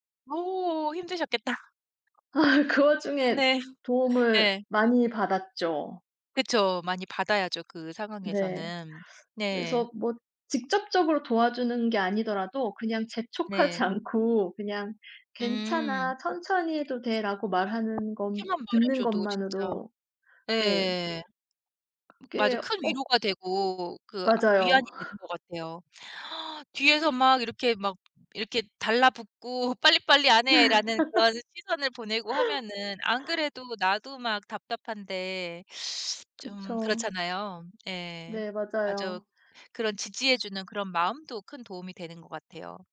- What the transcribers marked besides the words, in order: other background noise; laughing while speaking: "아"; tapping; laugh; laugh
- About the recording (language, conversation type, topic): Korean, unstructured, 도움이 필요한 사람을 보면 어떻게 행동하시나요?